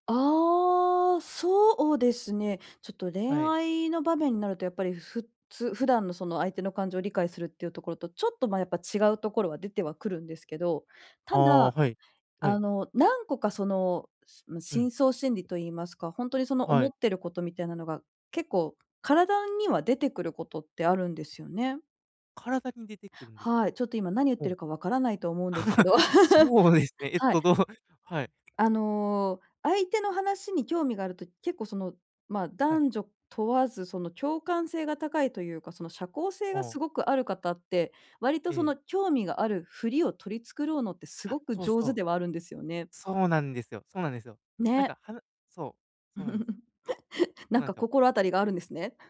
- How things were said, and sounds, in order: laugh; laughing while speaking: "そうですね えっと、どう"; laugh; giggle
- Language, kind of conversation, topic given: Japanese, advice, 相手の感情を正しく理解するにはどうすればよいですか？